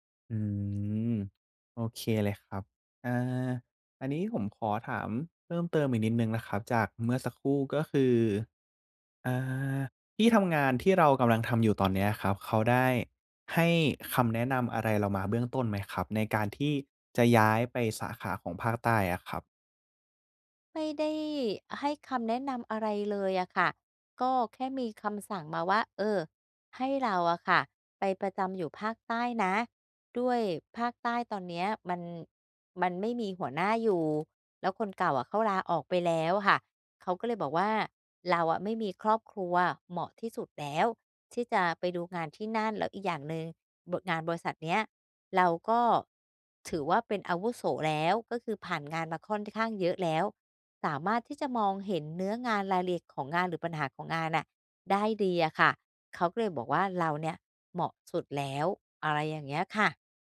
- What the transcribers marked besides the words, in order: tapping
- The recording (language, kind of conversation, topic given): Thai, advice, ฉันจะปรับตัวเข้ากับวัฒนธรรมและสถานที่ใหม่ได้อย่างไร?